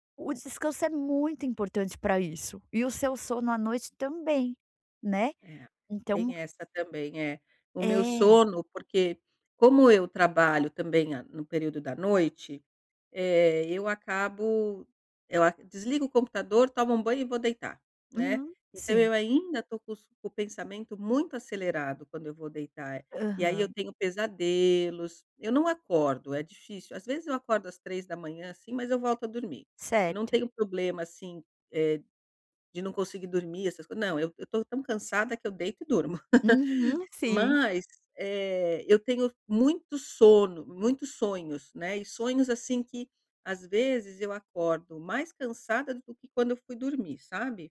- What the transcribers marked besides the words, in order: laugh
- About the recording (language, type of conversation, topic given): Portuguese, advice, Como manter a motivação sem abrir mão do descanso necessário?